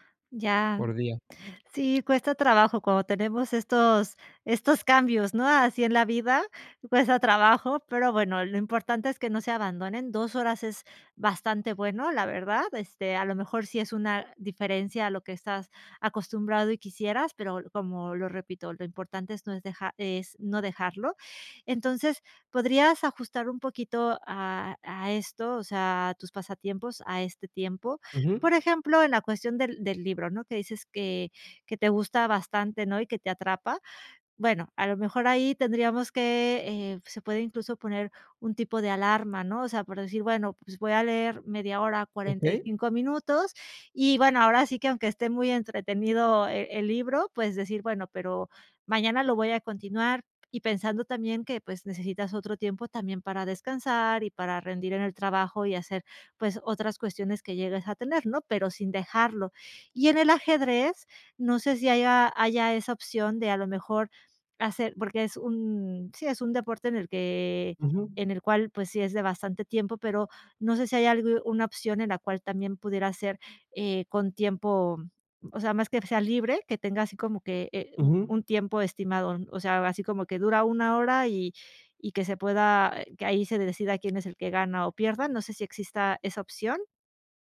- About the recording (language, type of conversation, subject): Spanish, advice, ¿Cómo puedo equilibrar mis pasatiempos y responsabilidades diarias?
- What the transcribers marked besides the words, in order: none